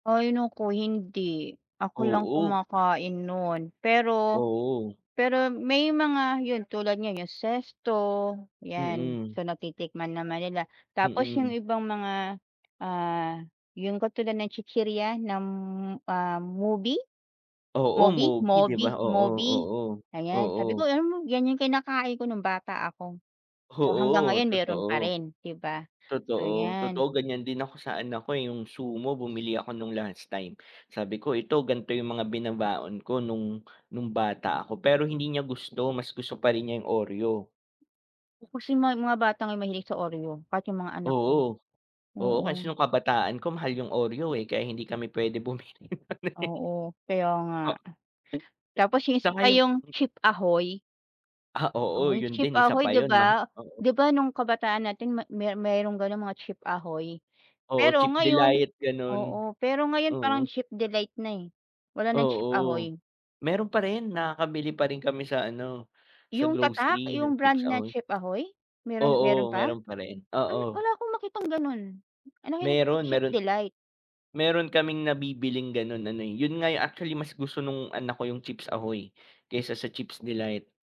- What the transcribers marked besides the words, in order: other background noise; tapping; laughing while speaking: "bumili"; unintelligible speech
- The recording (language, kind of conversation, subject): Filipino, unstructured, Anong mga pagkain ang nagpapaalala sa iyo ng iyong pagkabata?